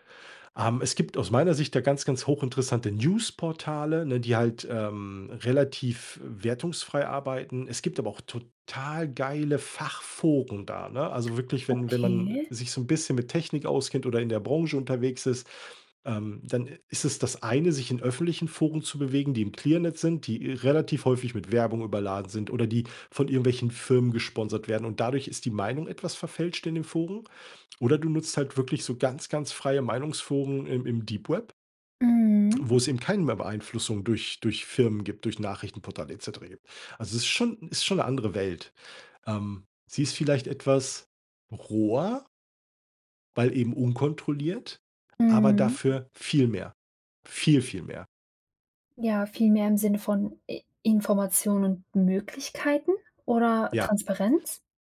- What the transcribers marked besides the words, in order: anticipating: "total geile Fachforen"
- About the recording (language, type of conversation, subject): German, podcast, Wie hat Social Media deine Unterhaltung verändert?